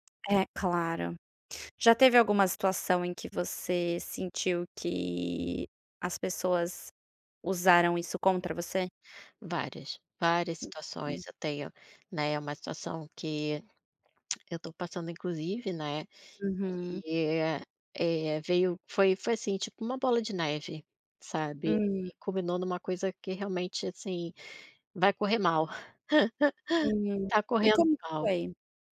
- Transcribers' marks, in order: tapping; tongue click; laugh
- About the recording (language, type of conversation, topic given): Portuguese, podcast, Como você define limites saudáveis nas relações pessoais?